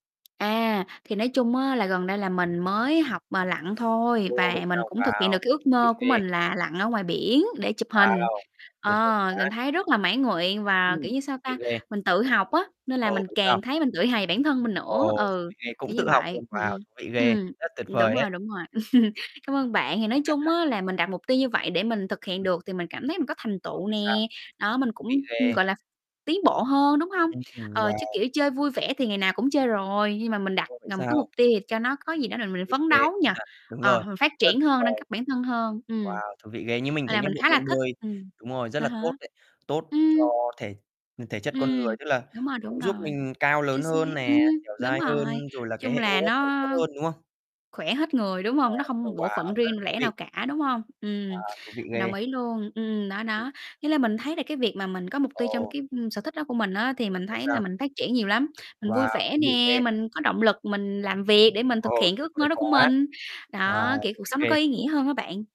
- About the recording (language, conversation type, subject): Vietnamese, unstructured, Môn thể thao nào khiến bạn cảm thấy vui nhất?
- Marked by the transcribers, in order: tapping; static; distorted speech; chuckle; laugh; other background noise